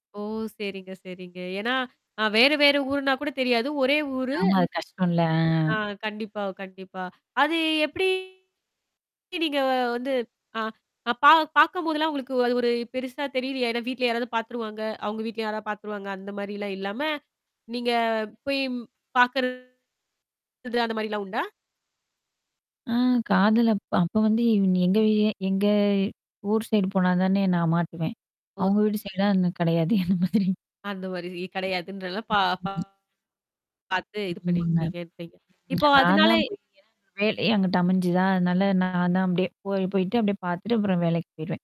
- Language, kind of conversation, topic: Tamil, podcast, காதல் மற்றும் நட்பு போன்ற உறவுகளில் ஏற்படும் அபாயங்களை நீங்கள் எவ்வாறு அணுகுவீர்கள்?
- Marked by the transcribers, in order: other background noise; distorted speech; "பாக்கும்" said as "பாக்கம்"; laughing while speaking: "அன்ன மாதிரி"; static; other noise